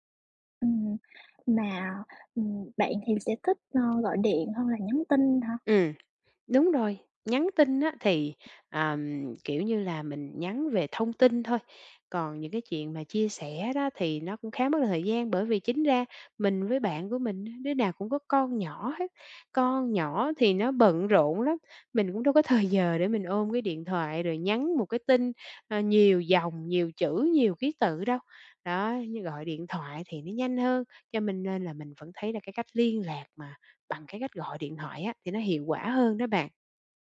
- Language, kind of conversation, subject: Vietnamese, advice, Làm sao để giữ liên lạc với bạn bè lâu dài?
- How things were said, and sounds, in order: other background noise; tapping